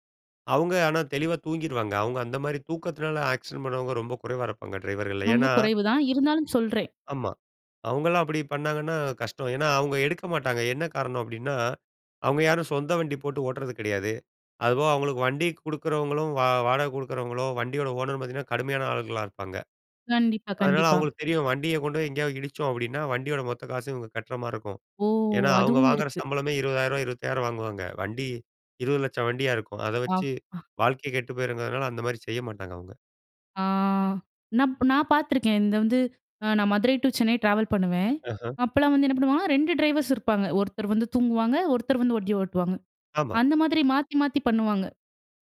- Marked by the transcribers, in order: unintelligible speech; in English: "ட்ராவல்"
- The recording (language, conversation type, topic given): Tamil, podcast, உடல் உங்களுக்கு ஓய்வு சொல்லும்போது நீங்கள் அதை எப்படி கேட்கிறீர்கள்?